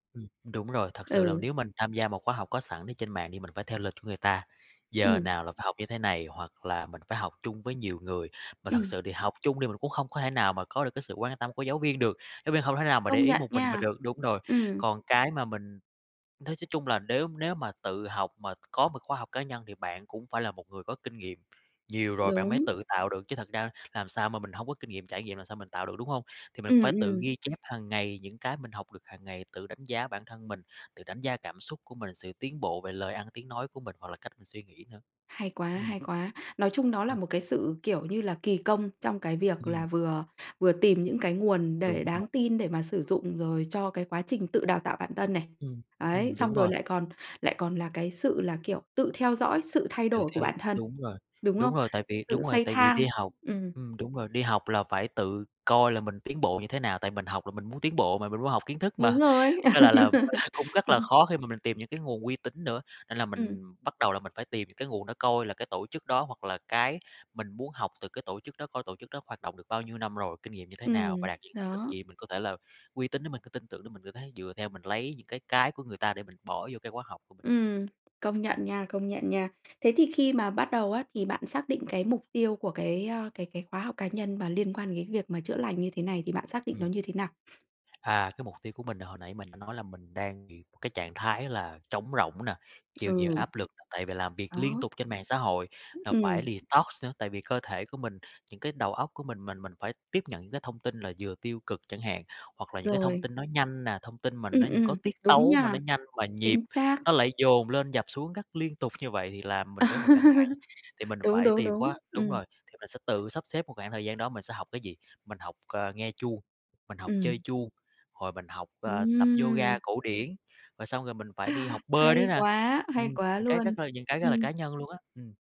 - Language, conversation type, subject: Vietnamese, podcast, Bạn tạo một khóa học cá nhân từ nhiều nguồn khác nhau như thế nào?
- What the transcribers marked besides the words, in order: tapping; laugh; in English: "detox"; other background noise; laugh